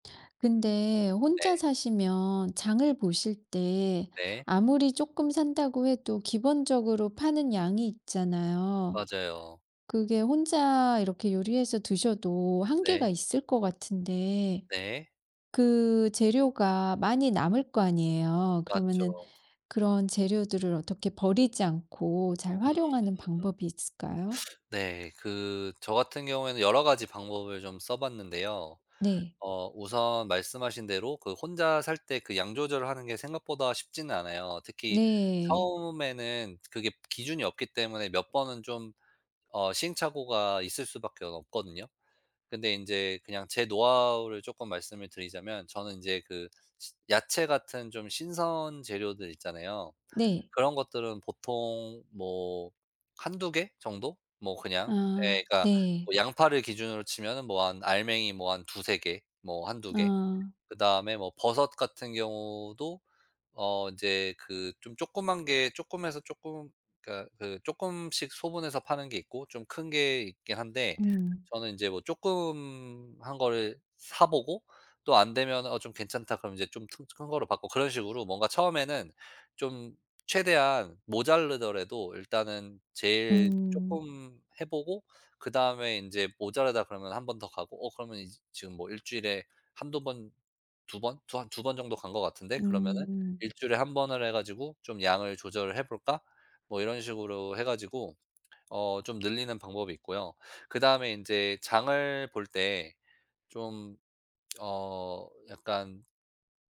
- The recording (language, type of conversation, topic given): Korean, podcast, 음식물 쓰레기를 줄이기 위해 어떻게 하면 좋을까요?
- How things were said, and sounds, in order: other background noise; tapping